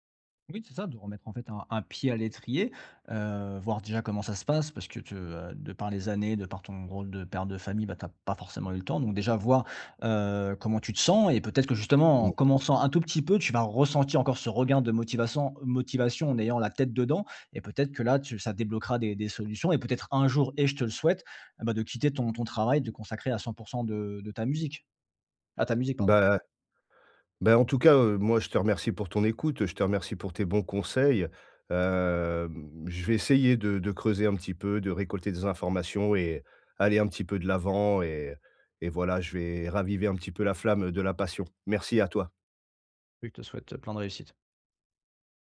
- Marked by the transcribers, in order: other background noise; "motivation" said as "motivasson"
- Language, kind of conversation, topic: French, advice, Comment puis-je concilier les attentes de ma famille avec mes propres aspirations personnelles ?